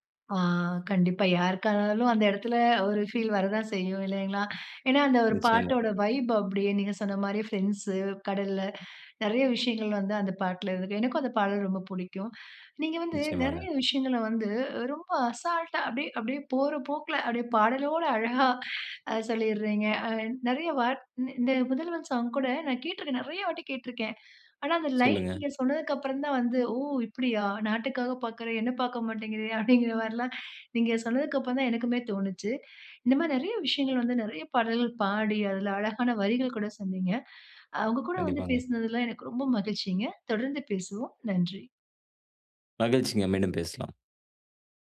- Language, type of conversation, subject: Tamil, podcast, உங்கள் சுயத்தைச் சொல்லும் பாடல் எது?
- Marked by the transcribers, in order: inhale; inhale; inhale; inhale; inhale; laughing while speaking: "அப்பிடிங்கற மாரிலாம்"; inhale; inhale; inhale